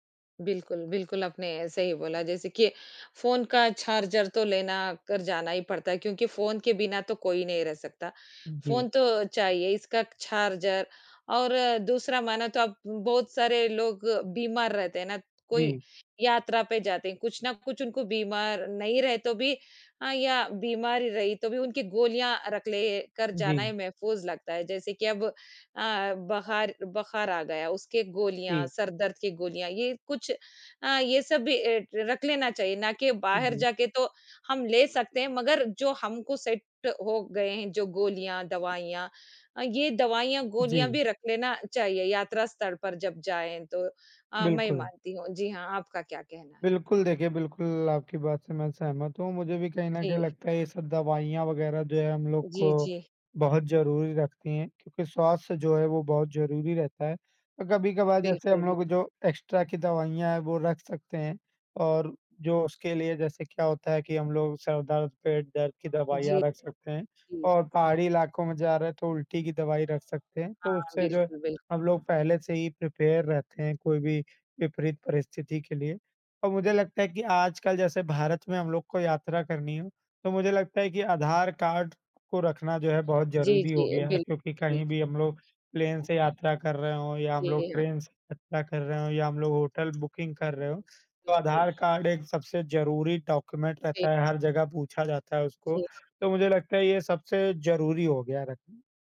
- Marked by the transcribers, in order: tapping; in English: "सेट"; in English: "एक्स्ट्रा"; other background noise; in English: "प्रिपेयर"; in English: "प्लेन"; in English: "बुकिंग"; in English: "डॉक्यूमेंट"
- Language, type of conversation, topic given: Hindi, unstructured, यात्रा करते समय सबसे ज़रूरी चीज़ क्या होती है?
- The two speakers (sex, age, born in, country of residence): female, 40-44, India, India; male, 25-29, India, India